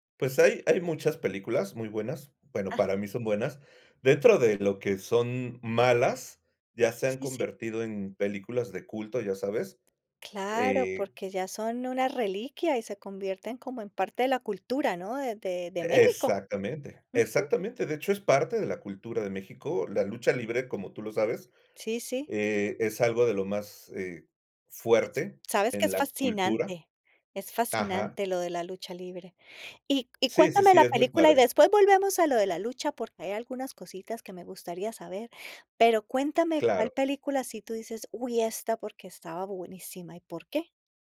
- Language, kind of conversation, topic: Spanish, podcast, ¿Qué personaje de ficción sientes que te representa y por qué?
- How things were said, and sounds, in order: tapping; unintelligible speech